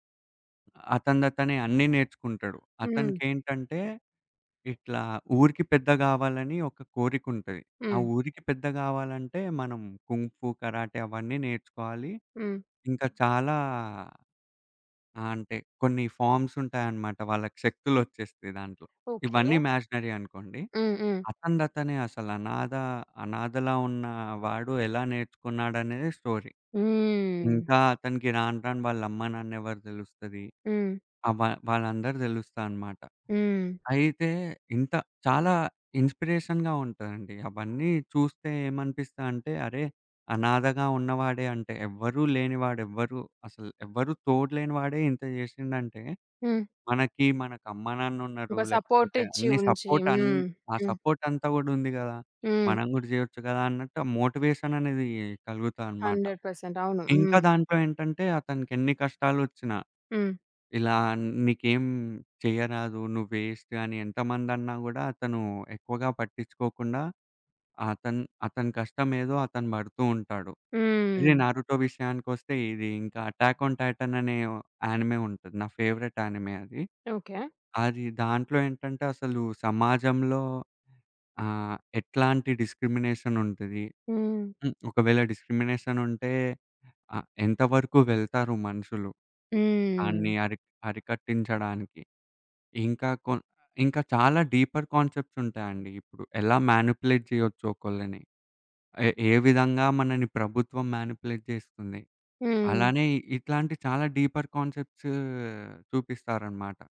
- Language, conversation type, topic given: Telugu, podcast, కామిక్స్ లేదా కార్టూన్‌లలో మీకు ఏది ఎక్కువగా నచ్చింది?
- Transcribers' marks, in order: other background noise; in English: "స్టోరీ"; in English: "ఇన్స్‌పీరేషన్‌గా"; in English: "సపోర్ట్"; in English: "సపోర్ట్"; horn; in English: "మోటివేషన్"; in English: "హండ్రెడ్ పర్సంట్"; in English: "అటాక్న్ ఆన్ టాటన్"; tapping; in English: "ఫేవరెట్ యానిమే"; in English: "డిస్క్రిమినేషన్"; in English: "డీపర్"; in English: "మ్యానిప్యులేట్"; in English: "మ్యానిపులేట్"; in English: "డీపర్ కాన్సెప్ట్స్"